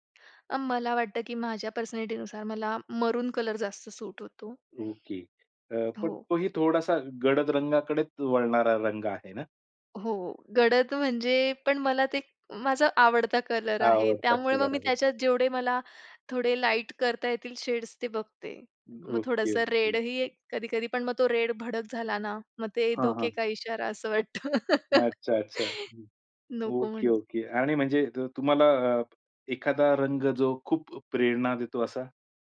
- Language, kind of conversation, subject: Marathi, podcast, तुम्ही रंग कसे निवडता आणि ते तुमच्याबद्दल काय सांगतात?
- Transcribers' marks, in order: in English: "पर्सनॅलिटीनुसार"; in English: "मरून कलर"; other background noise; tapping; in Hindi: "धोके का इशारा"; "धोखे" said as "धोके"; laughing while speaking: "वाटतं"; laugh